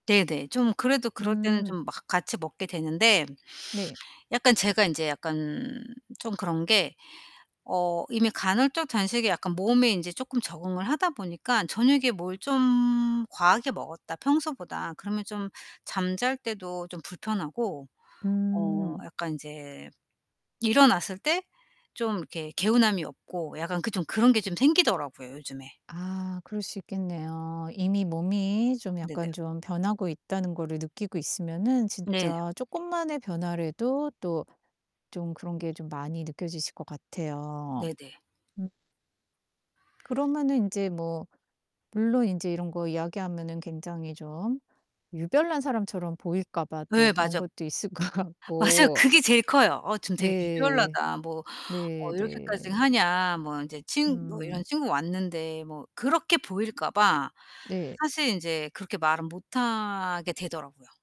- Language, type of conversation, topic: Korean, advice, 여행이나 주말에 일정이 바뀌어 루틴이 흐트러질 때 스트레스를 어떻게 관리하면 좋을까요?
- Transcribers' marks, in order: tapping; laughing while speaking: "것"